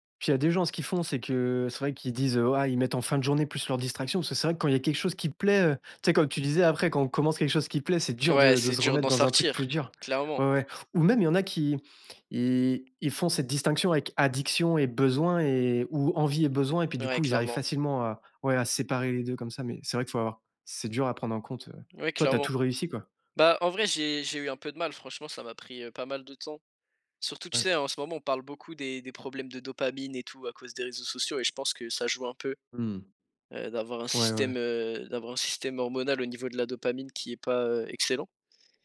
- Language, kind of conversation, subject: French, podcast, Que fais-tu quand la procrastination prend le dessus ?
- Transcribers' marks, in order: stressed: "addiction"